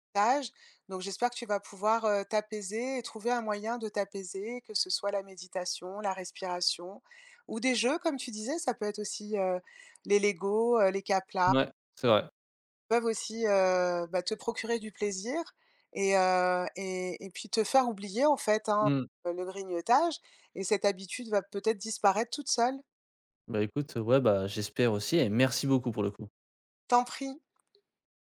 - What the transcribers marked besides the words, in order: unintelligible speech; unintelligible speech; drawn out: "heu"; stressed: "merci"
- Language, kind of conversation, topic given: French, advice, Comment puis-je arrêter de grignoter entre les repas sans craquer tout le temps ?